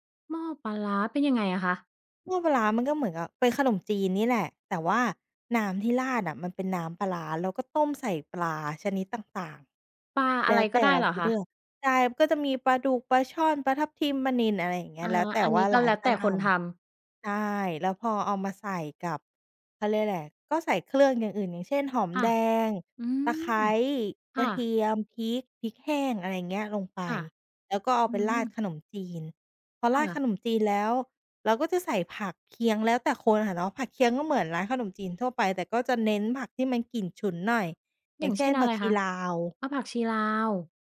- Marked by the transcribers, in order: other background noise
- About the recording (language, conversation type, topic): Thai, podcast, อาหารบ้านเกิดที่คุณคิดถึงที่สุดคืออะไร?